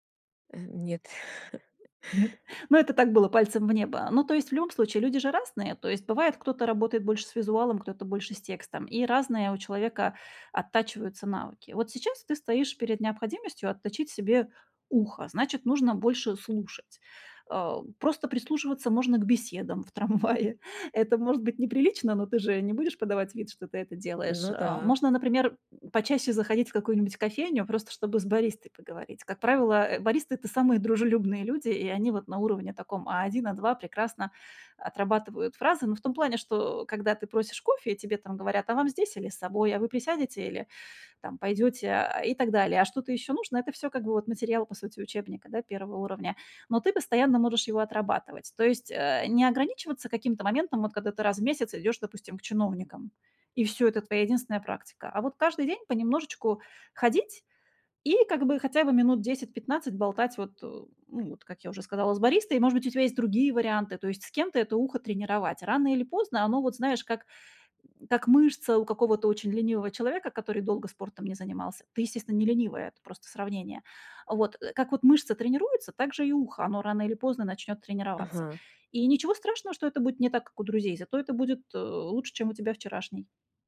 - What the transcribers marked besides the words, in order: chuckle; laughing while speaking: "в трамвае"
- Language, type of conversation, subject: Russian, advice, Почему я постоянно сравниваю свои достижения с достижениями друзей и из-за этого чувствую себя хуже?